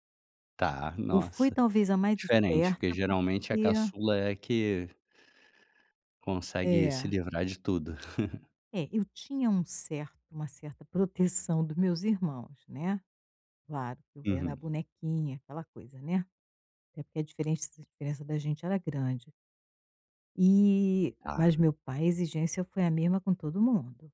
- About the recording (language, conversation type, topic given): Portuguese, advice, Como você descreveria sua dificuldade em delegar tarefas e pedir ajuda?
- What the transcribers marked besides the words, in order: other background noise; chuckle